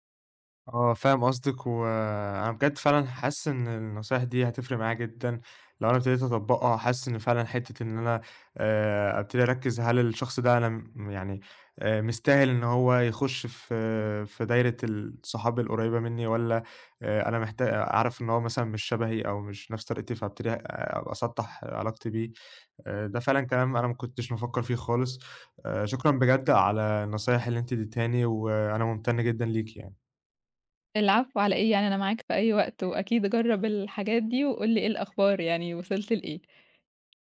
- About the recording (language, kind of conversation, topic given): Arabic, advice, إزاي أوسّع دايرة صحابي بعد ما نقلت لمدينة جديدة؟
- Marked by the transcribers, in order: other background noise